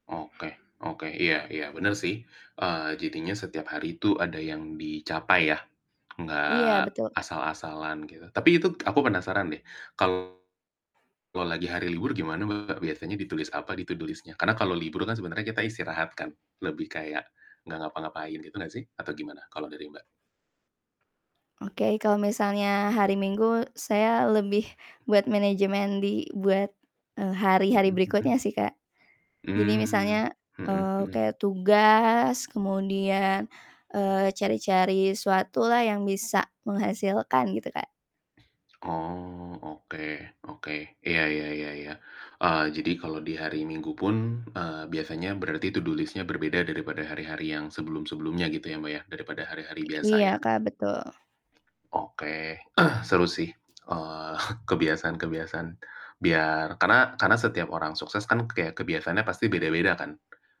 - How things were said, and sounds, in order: other background noise; tapping; "itu" said as "ituk"; distorted speech; static; in English: "to do list-nya?"; in English: "to do list-nya"; throat clearing; chuckle
- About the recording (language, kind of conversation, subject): Indonesian, unstructured, Kebiasaan kecil apa yang membuat harimu lebih baik?